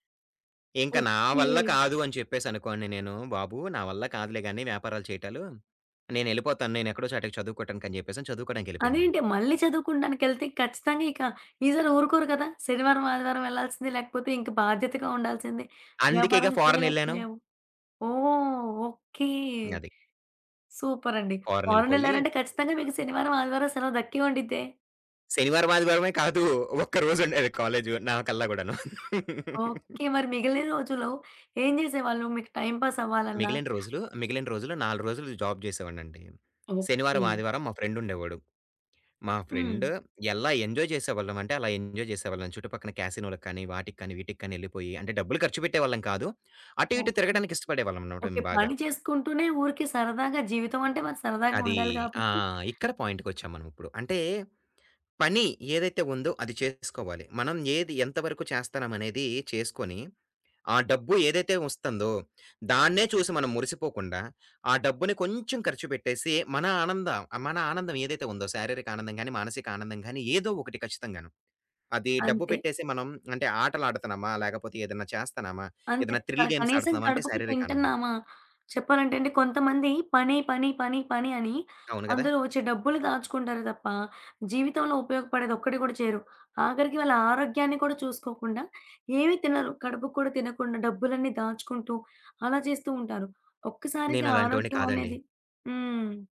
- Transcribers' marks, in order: other background noise; laugh; tapping; in English: "టైమ్ పాస్"; in English: "జాబ్"; in English: "ఫ్రెండ్"; in English: "ఎంజాయ్"; in English: "ఎంజాయ్"; in English: "పాయింట్‌కొచ్చాం"; in English: "థ్రిల్ గేమ్స్"
- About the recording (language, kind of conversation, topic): Telugu, podcast, పని-జీవిత సమతుల్యాన్ని మీరు ఎలా నిర్వహిస్తారు?